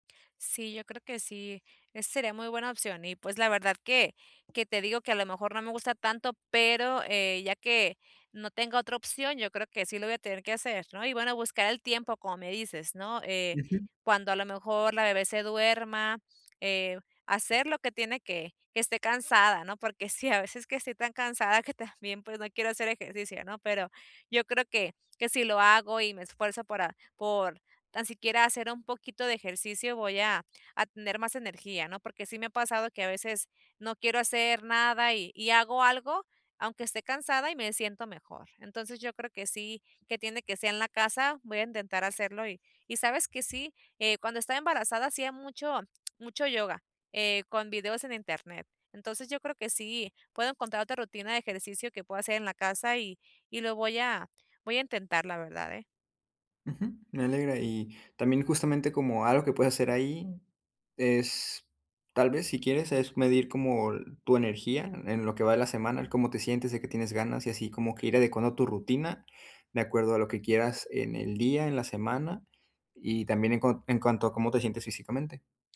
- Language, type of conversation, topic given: Spanish, advice, ¿Cómo puedo ser más constante con mi rutina de ejercicio?
- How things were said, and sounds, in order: laughing while speaking: "que también"